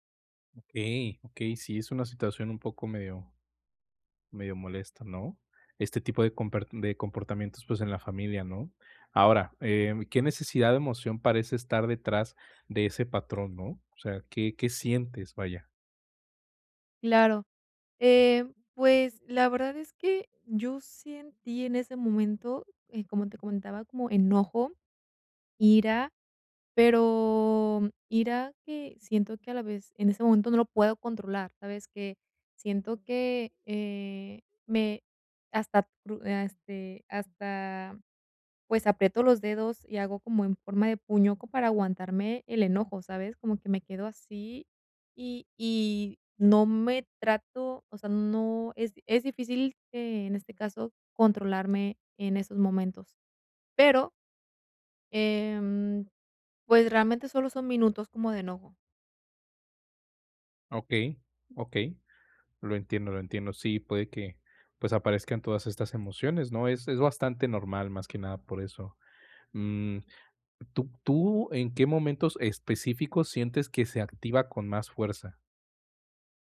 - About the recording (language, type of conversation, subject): Spanish, advice, ¿Cómo puedo dejar de repetir patrones de comportamiento dañinos en mi vida?
- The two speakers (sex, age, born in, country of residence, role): female, 20-24, Mexico, Mexico, user; male, 20-24, Mexico, Mexico, advisor
- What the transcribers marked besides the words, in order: "sentí" said as "sientí"